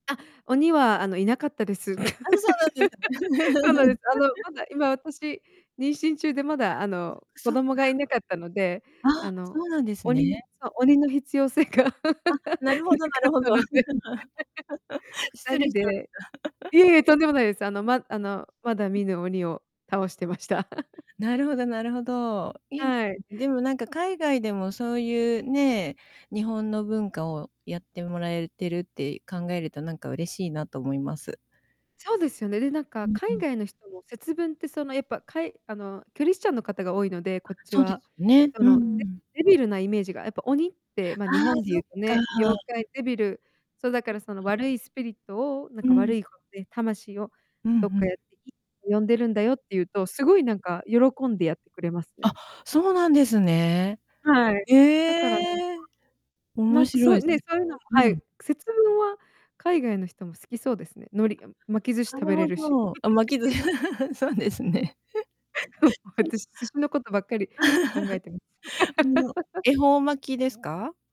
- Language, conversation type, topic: Japanese, unstructured, 日本の伝統行事の中で、いちばん好きなものは何ですか？
- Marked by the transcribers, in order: laugh; distorted speech; laugh; laughing while speaking: "失礼しました"; laughing while speaking: "まだ見ぬ鬼を倒してました"; other background noise; laugh; laughing while speaking: "そうですね"; laugh; laughing while speaking: "私、寿司のことばっかり考えてます"; laugh